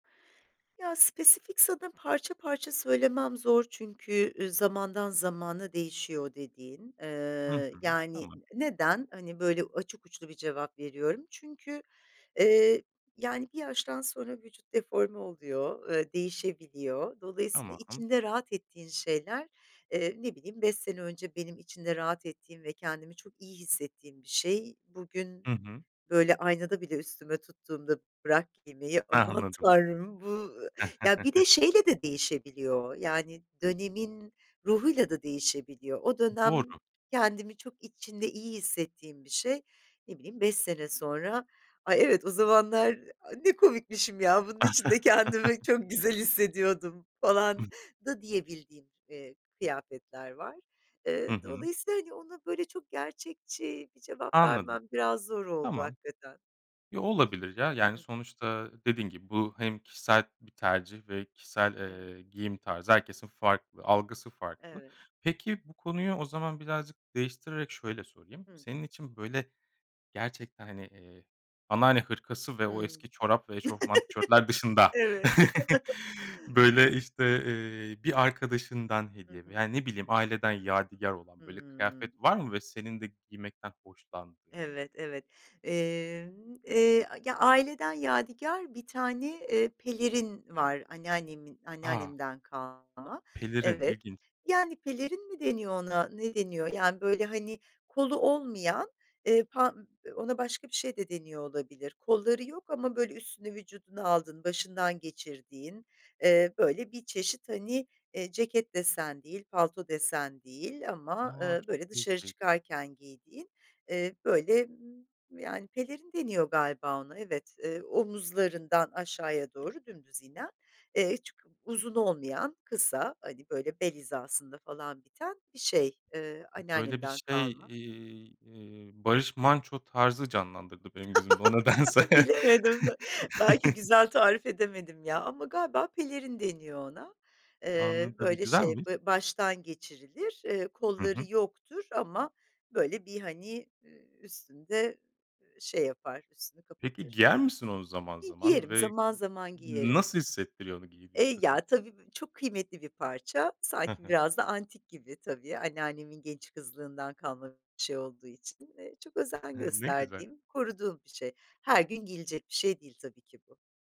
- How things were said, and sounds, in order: chuckle; giggle; other background noise; chuckle; other noise; chuckle; laughing while speaking: "Bilemedim"; laughing while speaking: "o nedense"; chuckle
- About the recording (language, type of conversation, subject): Turkish, podcast, Tek bir kıyafetle moralin anında düzelir mi?